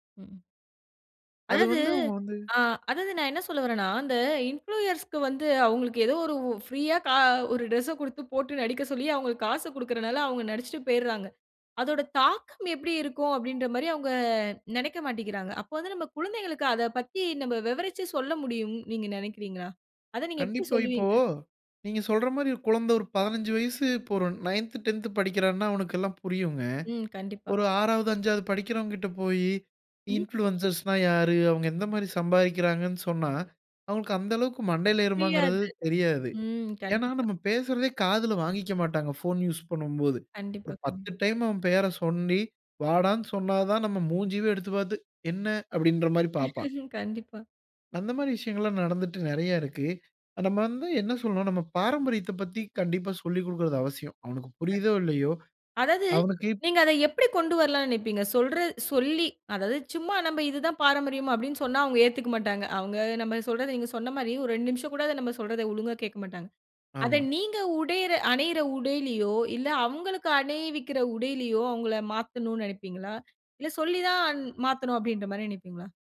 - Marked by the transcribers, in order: in English: "இன்ஃப்ளூயர்ஸ்‌க்கு"; in English: "நயன்த் டென்த்"; in English: "இன்ஃப்ளுயன்சர்ஸ்னா"; "சொல்லி" said as "சொண்டி"; chuckle; other background noise; "அணியிற" said as "அணையிற"; "அணிவிக்கிற" said as "அணைவிக்கிற"
- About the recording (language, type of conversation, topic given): Tamil, podcast, குழந்தைகளுக்கு கலாச்சார உடை அணியும் மரபை நீங்கள் எப்படி அறிமுகப்படுத்துகிறீர்கள்?
- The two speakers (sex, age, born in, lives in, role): female, 25-29, India, India, host; male, 25-29, India, India, guest